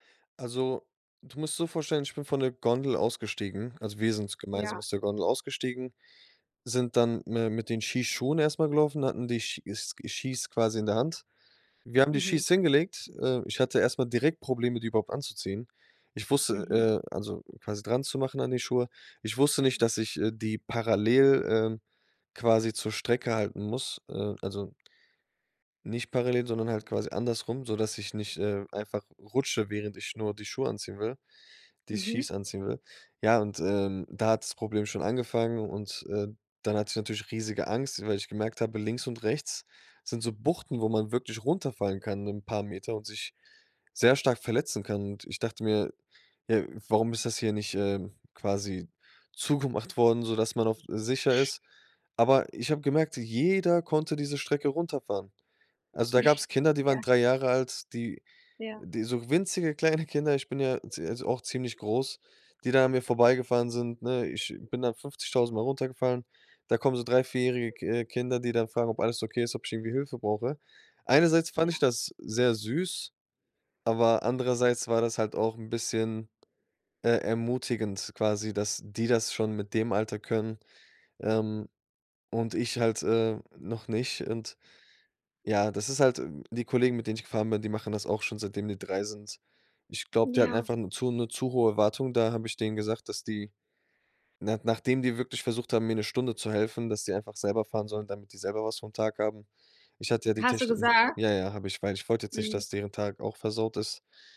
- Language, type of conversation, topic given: German, advice, Wie kann ich meine Reiseängste vor neuen Orten überwinden?
- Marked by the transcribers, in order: other background noise; laughing while speaking: "zugemacht"; stressed: "jeder"; chuckle; laughing while speaking: "kleine"